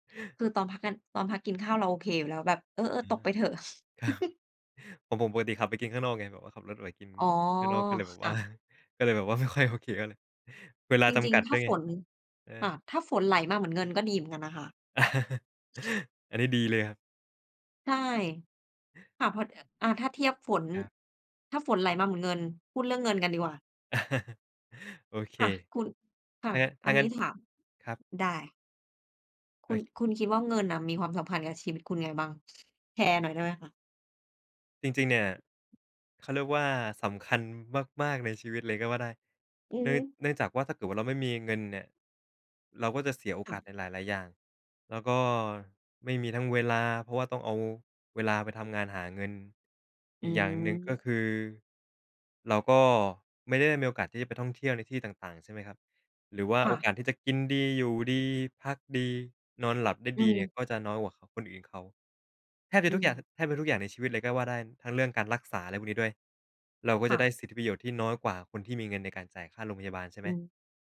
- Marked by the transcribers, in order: chuckle; chuckle; laughing while speaking: "ไม่ค่อยโอเคเท่าไร"; chuckle; chuckle; other background noise; chuckle
- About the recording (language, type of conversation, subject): Thai, unstructured, เงินมีความสำคัญกับชีวิตคุณอย่างไรบ้าง?